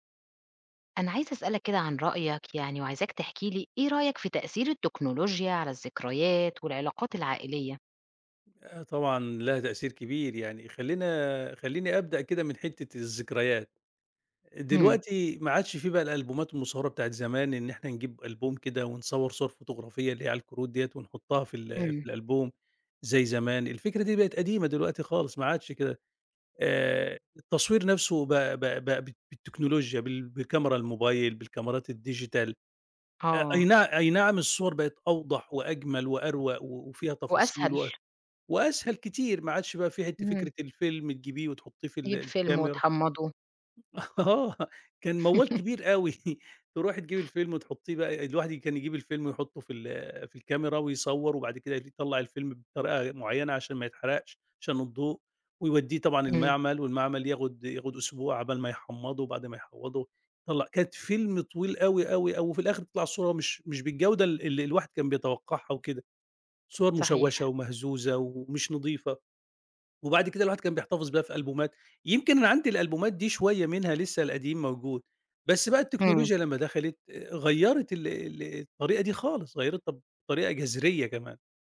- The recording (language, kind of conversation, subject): Arabic, podcast, إزاي شايف تأثير التكنولوجيا على ذكرياتنا وعلاقاتنا العائلية؟
- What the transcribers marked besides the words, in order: in English: "الديجيتال"; tapping; laugh; laughing while speaking: "آه"; chuckle; laugh; other background noise